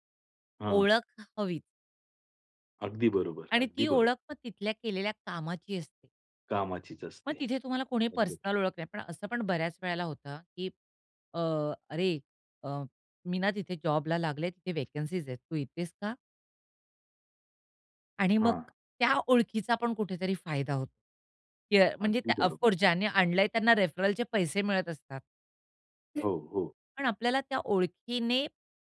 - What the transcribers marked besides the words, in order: in English: "व्हेकन्सीज"; other noise
- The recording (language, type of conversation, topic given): Marathi, podcast, काम म्हणजे तुमच्यासाठी फक्त पगार आहे की तुमची ओळखही आहे?